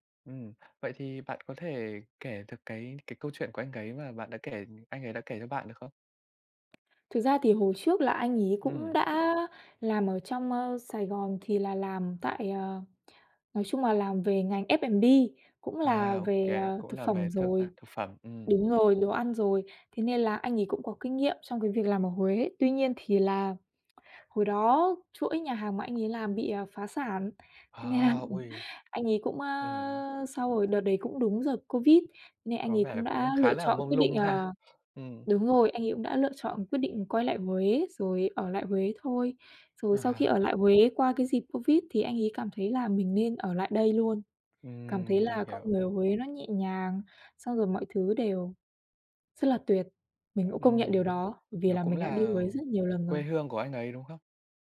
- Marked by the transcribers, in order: tapping; in English: "F-&-B"; laughing while speaking: "thế nên là"; other background noise
- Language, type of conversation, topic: Vietnamese, podcast, Bạn đã từng gặp một người lạ khiến chuyến đi của bạn trở nên đáng nhớ chưa?